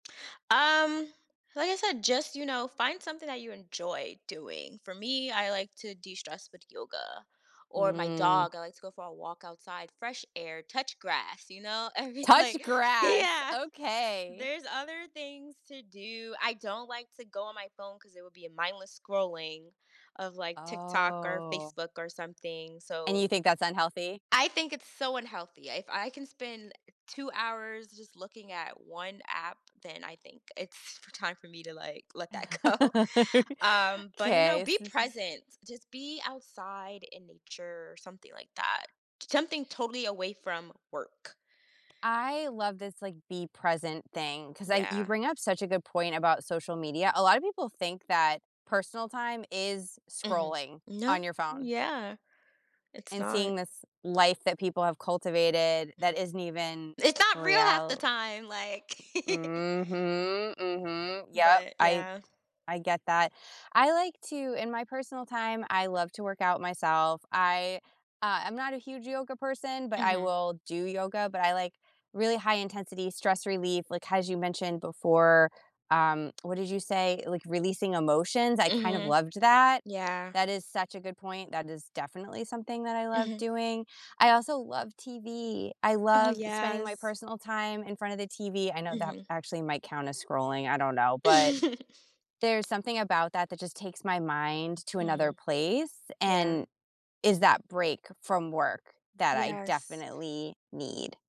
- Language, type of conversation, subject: English, unstructured, What helps you maintain a healthy balance between your job and your personal life?
- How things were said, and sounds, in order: tapping; surprised: "Touch grass"; laughing while speaking: "I'd be like Yeah!"; joyful: "Yeah!"; drawn out: "Oh"; other background noise; laugh; laughing while speaking: "that go"; chuckle; tsk; chuckle